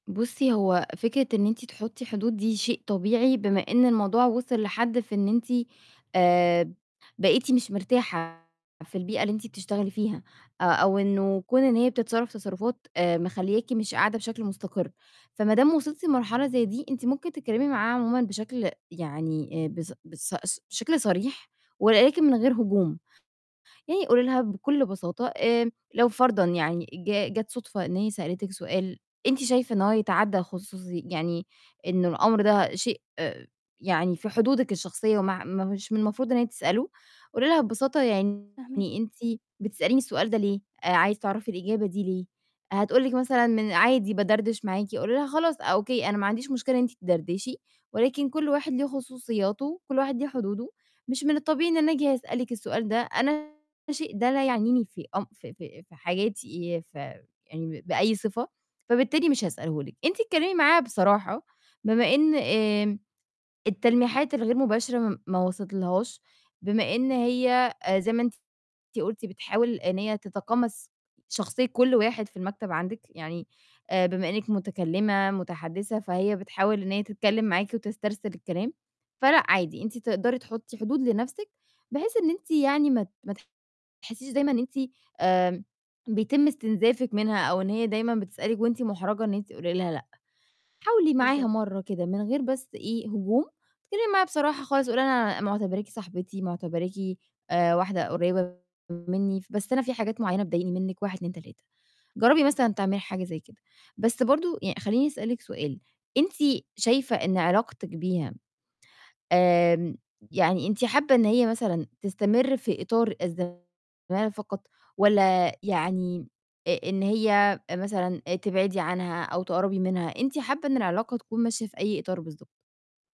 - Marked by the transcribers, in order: distorted speech
- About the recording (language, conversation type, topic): Arabic, advice, إزاي أتكلم عن حدودي الشخصية مع صديق أو زميل بطريقة محترمة وواضحة؟